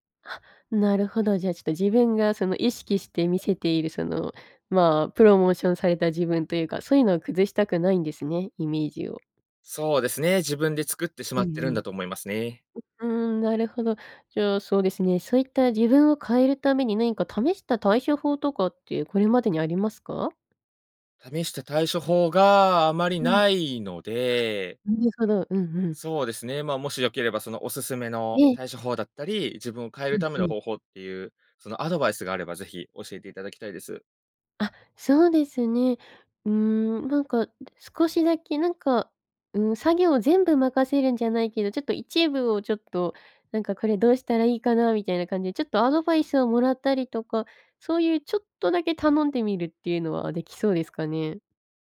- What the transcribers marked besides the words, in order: other noise
- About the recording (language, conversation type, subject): Japanese, advice, なぜ私は人に頼らずに全部抱え込み、燃え尽きてしまうのでしょうか？